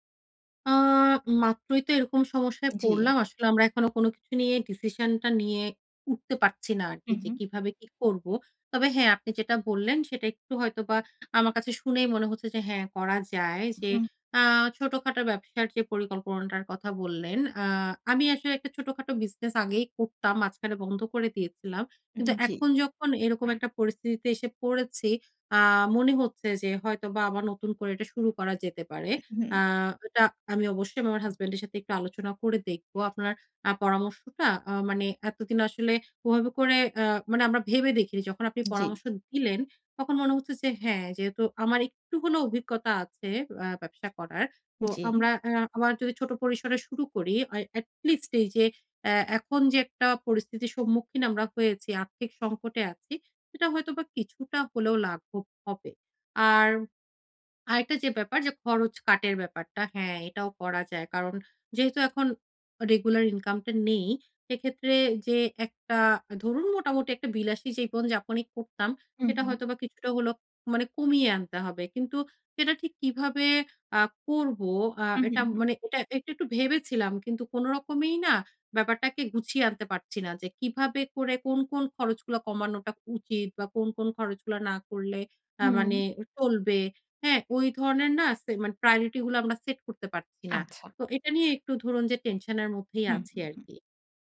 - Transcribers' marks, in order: in English: "priority"; other noise
- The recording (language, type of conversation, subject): Bengali, advice, অনিশ্চয়তার মধ্যে দ্রুত মানিয়ে নিয়ে কীভাবে পরিস্থিতি অনুযায়ী খাপ খাইয়ে নেব?